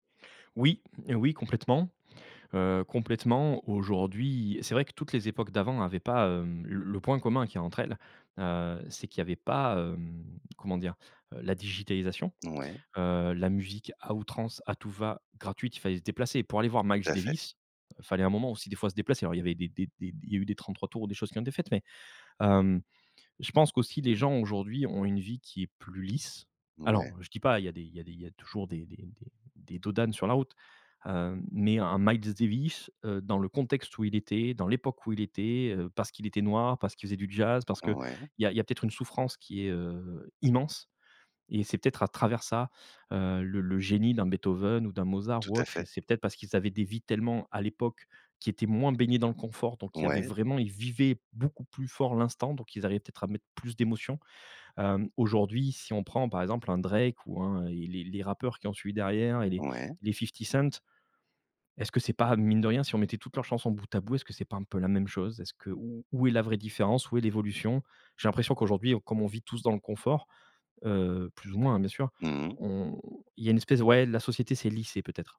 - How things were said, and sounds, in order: stressed: "immense"; stressed: "à travers"; stressed: "vivaient"
- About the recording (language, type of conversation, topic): French, podcast, Quel album emmènerais-tu sur une île déserte ?